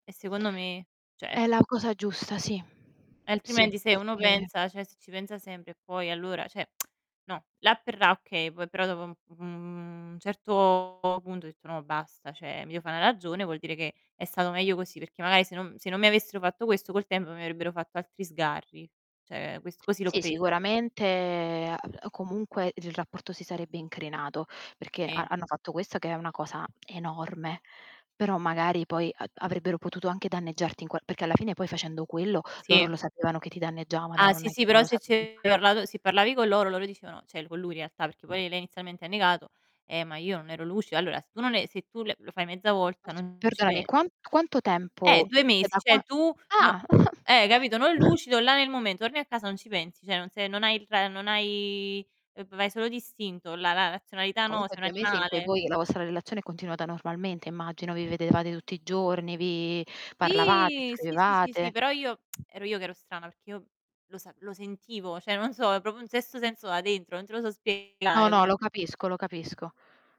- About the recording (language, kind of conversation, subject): Italian, unstructured, Come può il dolore trasformarsi in qualcosa di positivo?
- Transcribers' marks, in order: "cioè" said as "ceh"; tapping; static; "cioè" said as "ceh"; "cioè" said as "ceh"; lip smack; drawn out: "un"; distorted speech; "cioè" said as "ceh"; "Cioè" said as "ceh"; other background noise; stressed: "enorme"; "cioè" said as "ceh"; "lucido" said as "lucio"; unintelligible speech; "cioè" said as "ceh"; "Cioè" said as "ceh"; chuckle; "cioè" said as "ceh"; drawn out: "hai"; drawn out: "Sì"; stressed: "Sì"; tsk; "cioè" said as "ceh"; "proprio" said as "propio"